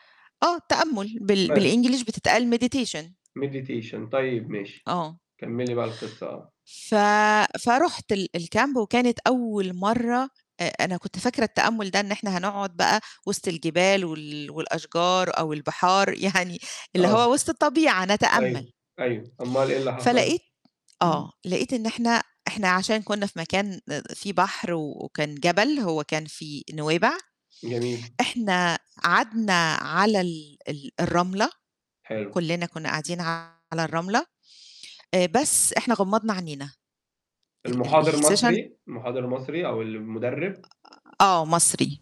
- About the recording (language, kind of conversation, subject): Arabic, podcast, احكيلي عن أول مرة جرّبت فيها التأمّل، كانت تجربتك عاملة إزاي؟
- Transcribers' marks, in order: in English: "meditation"; in English: "Meditation"; in English: "الكامب"; laughing while speaking: "يعني"; distorted speech; in English: "الsession"; other noise; static